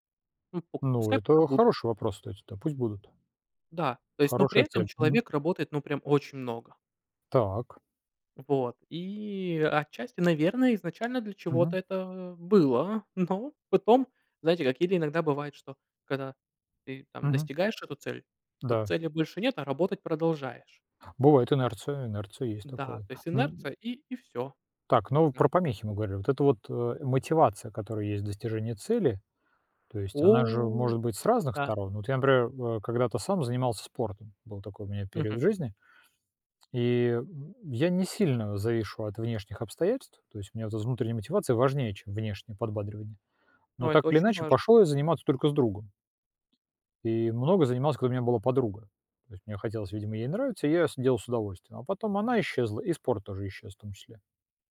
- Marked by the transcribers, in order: tapping
- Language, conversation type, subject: Russian, unstructured, Что мешает людям достигать своих целей?